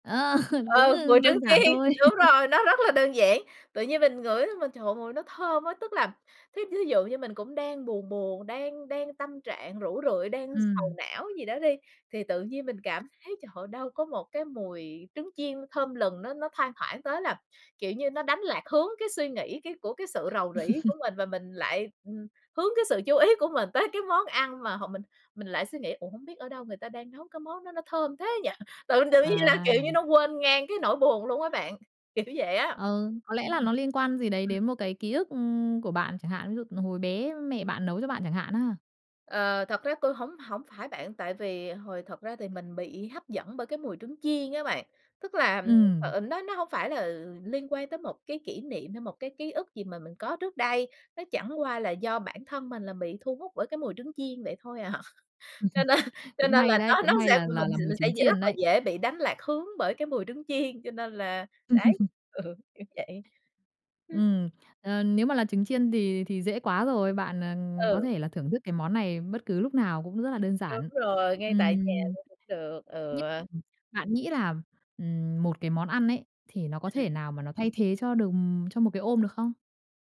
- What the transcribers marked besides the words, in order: laugh; laughing while speaking: "chiên"; laugh; other background noise; chuckle; laughing while speaking: "tới"; chuckle; laughing while speaking: "kiểu"; tapping; laugh; laughing while speaking: "à"; laughing while speaking: "nên"; laugh; laughing while speaking: "ừ"
- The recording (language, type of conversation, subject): Vietnamese, podcast, Khi buồn, bạn thường ăn món gì để an ủi?